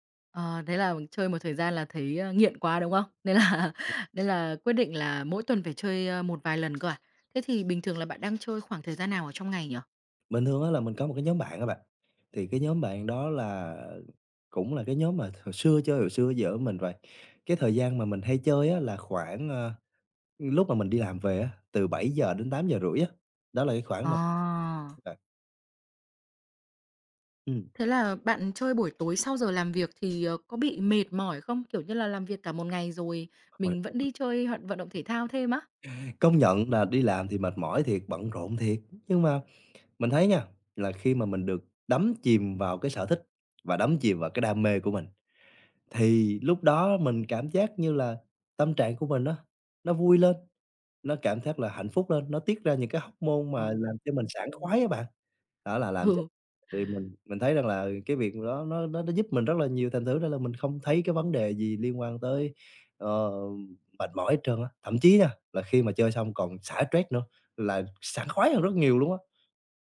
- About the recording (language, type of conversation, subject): Vietnamese, podcast, Bạn làm thế nào để sắp xếp thời gian cho sở thích khi lịch trình bận rộn?
- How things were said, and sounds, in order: tapping; laughing while speaking: "là"; other background noise; laughing while speaking: "Ừ"